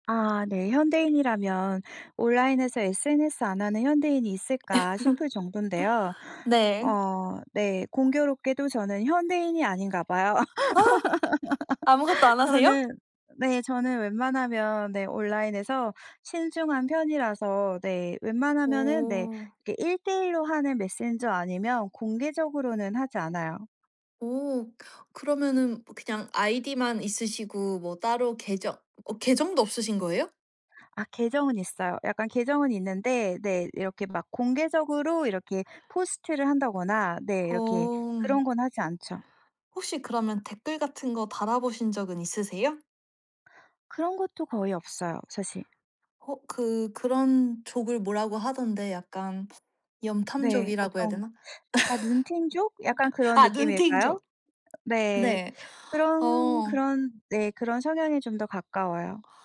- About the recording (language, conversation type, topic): Korean, podcast, 온라인에서는 더 솔직해지시나요, 아니면 더 신중해지시나요?
- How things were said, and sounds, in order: tapping; other background noise; laugh; laugh; laugh